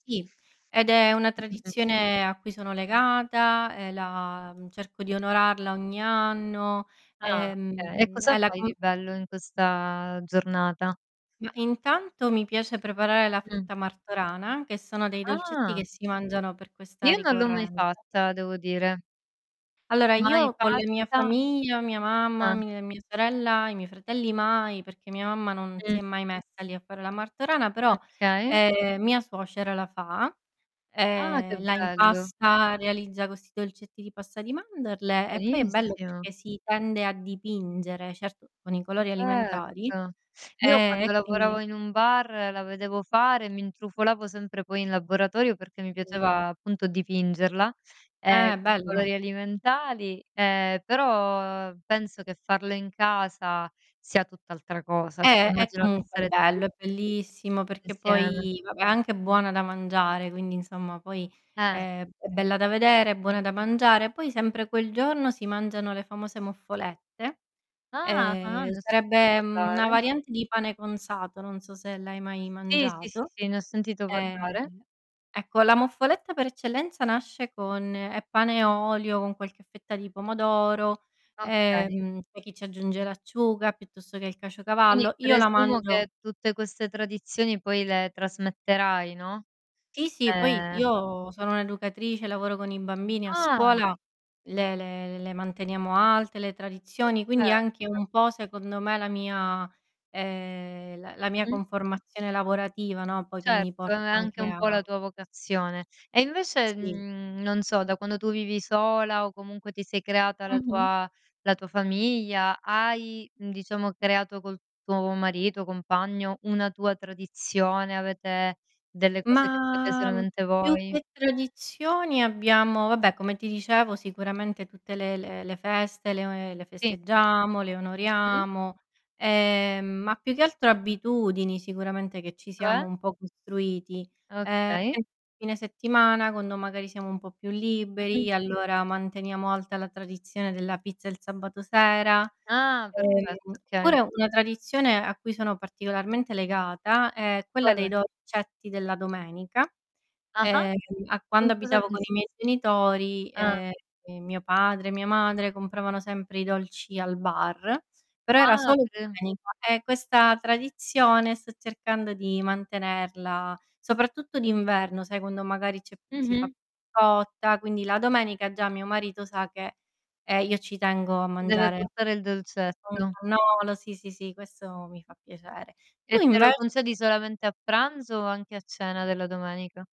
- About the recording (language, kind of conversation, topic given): Italian, unstructured, In che modo le feste e le tradizioni portano gioia alle persone?
- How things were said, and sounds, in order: other background noise; distorted speech; tapping; "okay" said as "kay"; "famiglia" said as "famiia"; static; background speech; "alimentari" said as "alimentali"; surprised: "Ah!"; drawn out: "Ma"; unintelligible speech; "sabato" said as "sabbato"; unintelligible speech; unintelligible speech